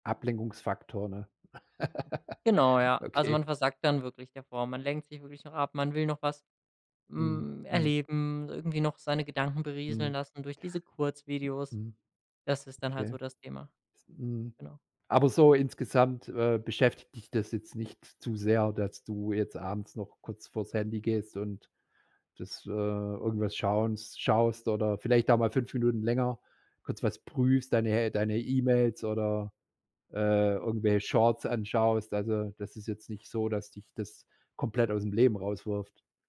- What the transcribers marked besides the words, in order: giggle
- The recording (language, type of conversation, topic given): German, podcast, Wie beeinflusst dein Handy dein Ein- und Durchschlafen?